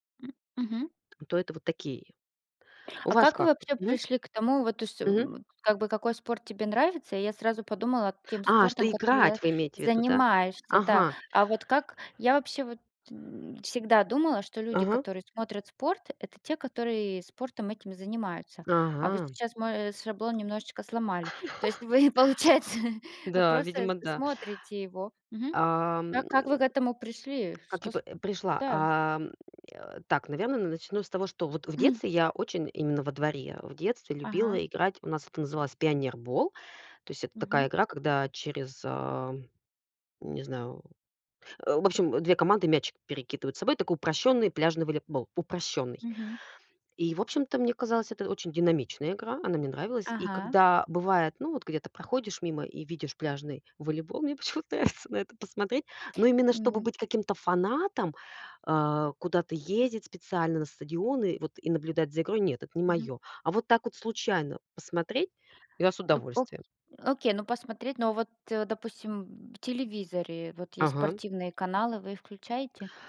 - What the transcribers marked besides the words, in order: grunt; tapping; laugh; laughing while speaking: "получается"; joyful: "мне почему-то нравится на"; other background noise
- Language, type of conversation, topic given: Russian, unstructured, Какой спорт тебе нравится и почему?
- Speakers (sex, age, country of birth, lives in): female, 40-44, Russia, Germany; female, 40-44, Russia, United States